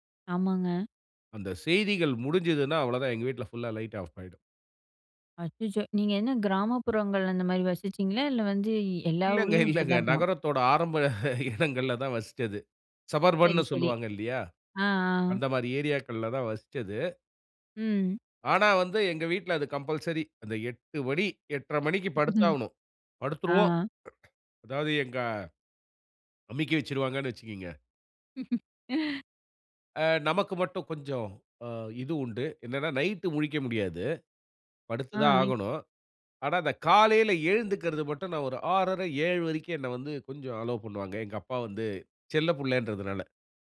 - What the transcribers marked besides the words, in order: in English: "ஃபுல்லா லைட்ட ஆஃப்"; laughing while speaking: "இல்லங்க, இல்லங்க. நகரத்தோட ஆரம்ப இடங்கள்ல … ஏரியாக்கள்ல தான் வசிச்சது"; in English: "சபர்பன்னு"; in English: "கம்பல்சரி"; chuckle; other noise; laugh; in English: "அலோவ்"
- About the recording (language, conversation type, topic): Tamil, podcast, இரவில்தூங்குவதற்குமுன் நீங்கள் எந்த வரிசையில் என்னென்ன செய்வீர்கள்?
- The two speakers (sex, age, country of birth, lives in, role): female, 25-29, India, India, host; male, 45-49, India, India, guest